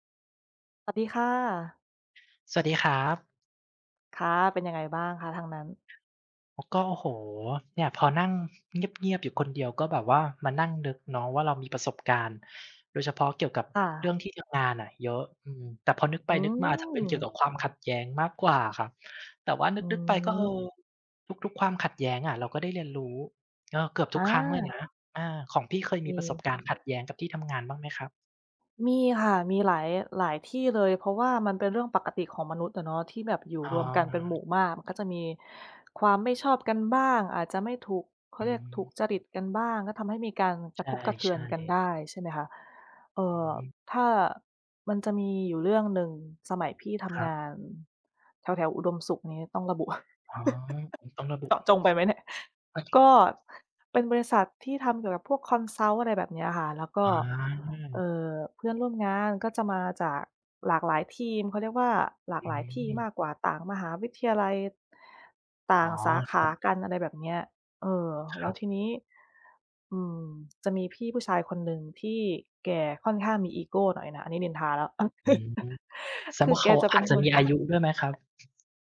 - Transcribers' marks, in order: background speech; other background noise; tapping; chuckle; unintelligible speech; chuckle
- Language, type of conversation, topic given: Thai, unstructured, คุณเคยมีประสบการณ์ที่ได้เรียนรู้จากความขัดแย้งไหม?